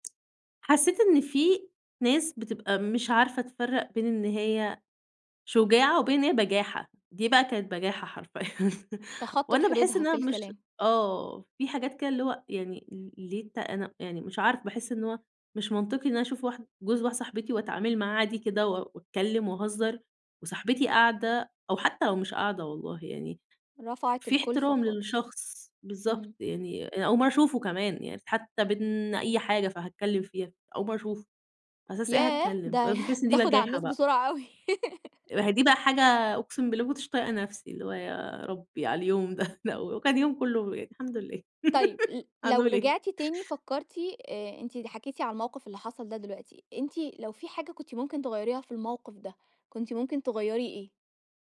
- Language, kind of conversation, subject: Arabic, podcast, إيه أسهل خطوة تقدر تعملها كل يوم علشان تبني شجاعة يومية؟
- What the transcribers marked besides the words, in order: tapping; laughing while speaking: "حرفيًا"; chuckle; laugh; scoff; laugh